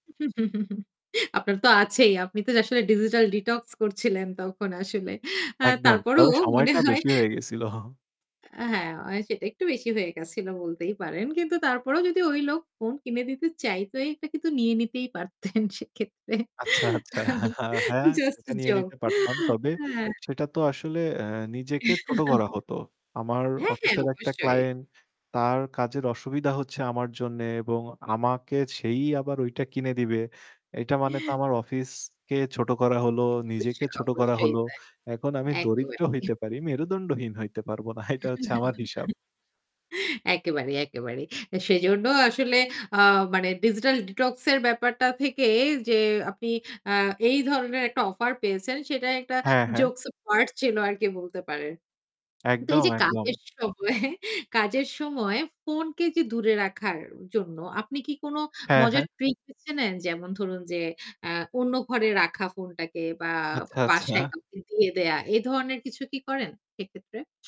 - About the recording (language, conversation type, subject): Bengali, podcast, ডিজিটাল বিভ্রান্তি কাটিয়ে ওঠার আপনার উপায় কী?
- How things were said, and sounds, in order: chuckle; laughing while speaking: "তখন আসলে। আ তারপরও মনে হয়"; static; laughing while speaking: "গেছিলো"; laughing while speaking: "পারতেন সেক্ষেত্রে। জাস্ট জোক হ্যাঁ"; chuckle; chuckle; chuckle; distorted speech; laughing while speaking: "একেবারেই"; laughing while speaking: "হইতে পারব না। এইটা হচ্ছে আমার হিসাব"; chuckle; other background noise; laughing while speaking: "সময়"